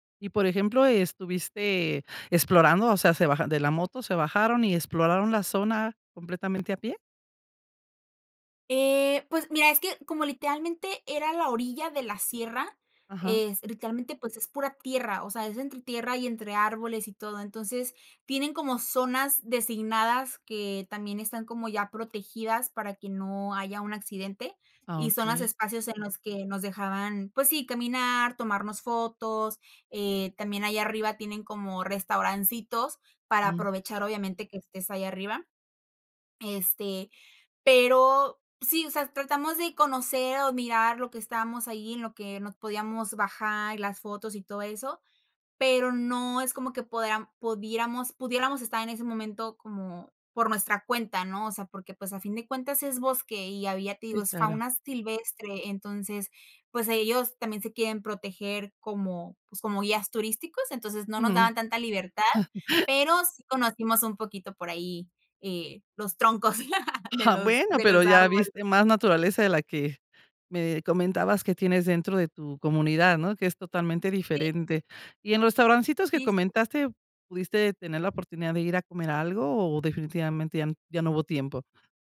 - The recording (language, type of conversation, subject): Spanish, podcast, Cuéntame sobre una experiencia que te conectó con la naturaleza
- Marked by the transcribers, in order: "podiéramos-" said as "pudiéramos"; chuckle; chuckle; laugh; other background noise